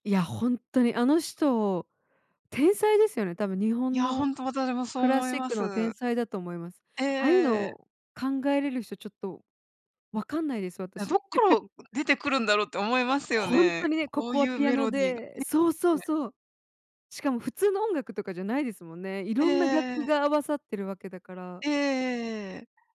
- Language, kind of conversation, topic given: Japanese, unstructured, 好きな音楽のジャンルは何ですか？その理由も教えてください。
- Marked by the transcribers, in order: chuckle; other noise